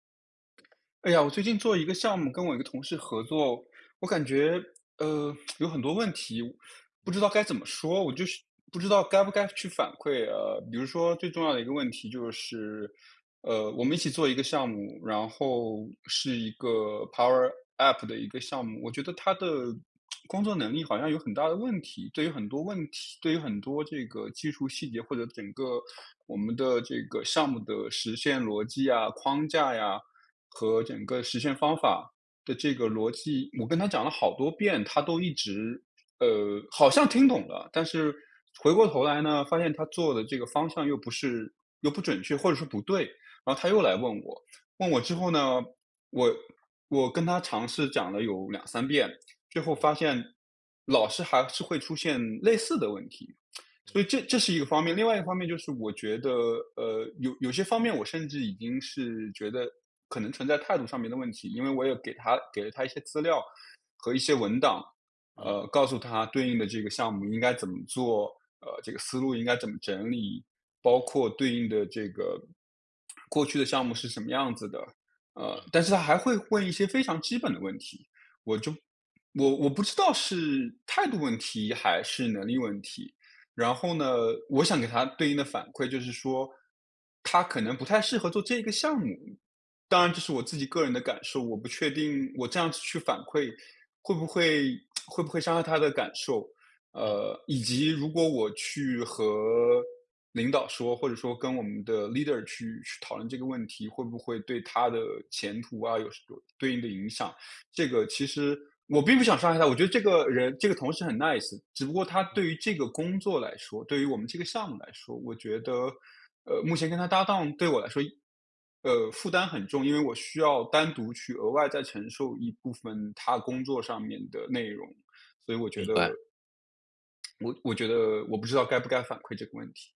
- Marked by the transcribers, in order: tapping; tsk; in English: "power app"; tsk; other background noise; tsk; tsk; in English: "leader"; in English: "nice"; tsk
- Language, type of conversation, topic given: Chinese, advice, 如何在不伤害同事感受的情况下给出反馈？